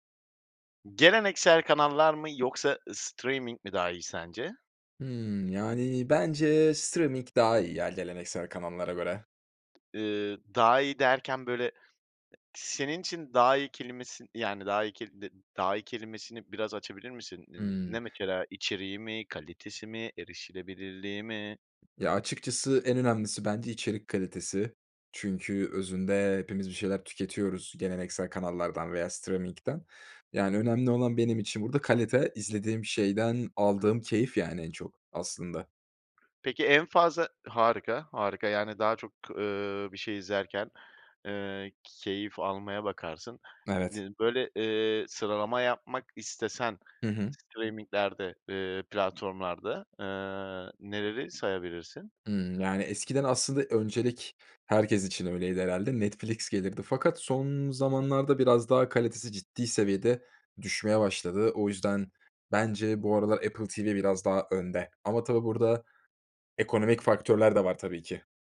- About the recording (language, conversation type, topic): Turkish, podcast, Sence geleneksel televizyon kanalları mı yoksa çevrim içi yayın platformları mı daha iyi?
- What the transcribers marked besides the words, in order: tapping; in English: "streaming"; in English: "streaming"; in English: "steaming'den"; other background noise; in English: "streaming'lerde"